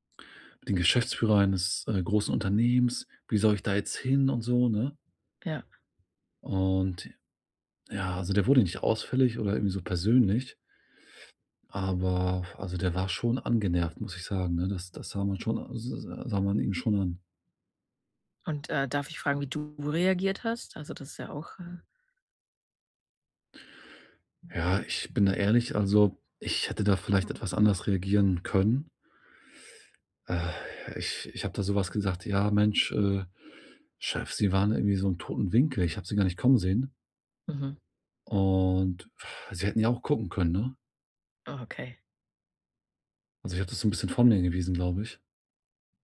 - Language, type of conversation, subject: German, advice, Wie gehst du mit Scham nach einem Fehler bei der Arbeit um?
- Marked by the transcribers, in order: other background noise; sigh